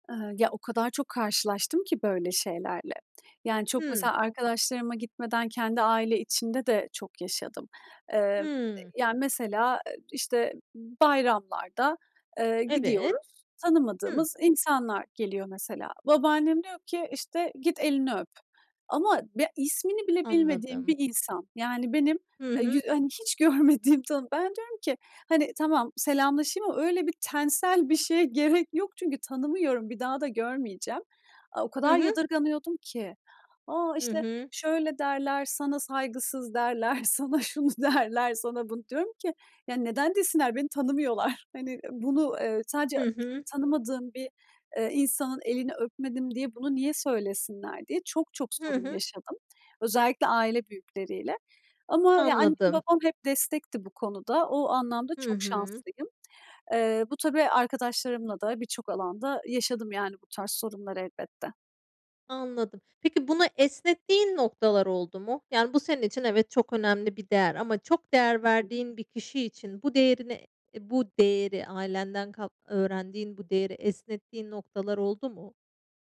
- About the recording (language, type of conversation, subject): Turkish, podcast, Ailenden öğrendiğin en önemli değer nedir?
- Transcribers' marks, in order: laughing while speaking: "görmediğim"; laughing while speaking: "gerek yok"; laughing while speaking: "derler, sana şunu derler"; laughing while speaking: "tanımıyorlar?"